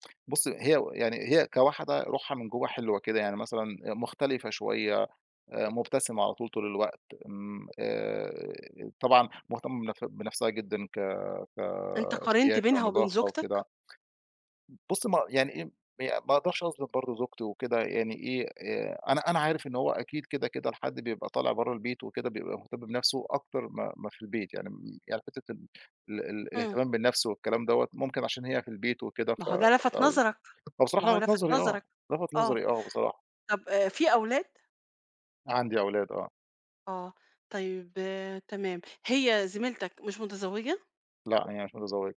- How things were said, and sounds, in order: other noise
- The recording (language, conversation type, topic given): Arabic, advice, إزاي بتتعامل مع إحساس الذنب بعد ما خنت شريكك أو أذيته؟